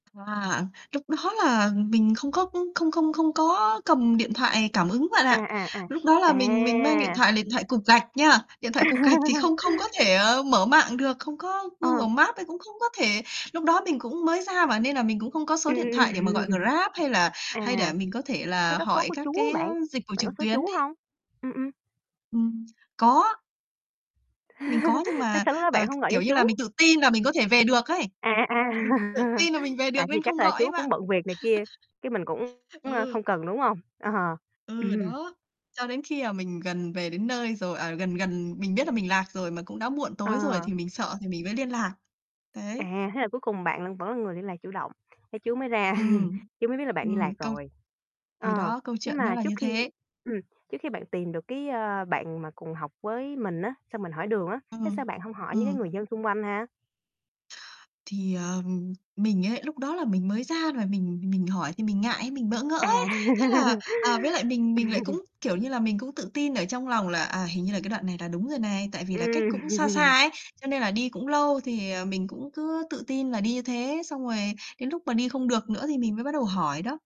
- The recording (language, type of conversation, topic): Vietnamese, podcast, Bạn có thể chia sẻ một lần bạn bị lạc và đã tìm đường về như thế nào không?
- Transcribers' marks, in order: tapping; other background noise; laugh; chuckle; chuckle; distorted speech; chuckle; chuckle; chuckle; chuckle; laughing while speaking: "Ừm"; chuckle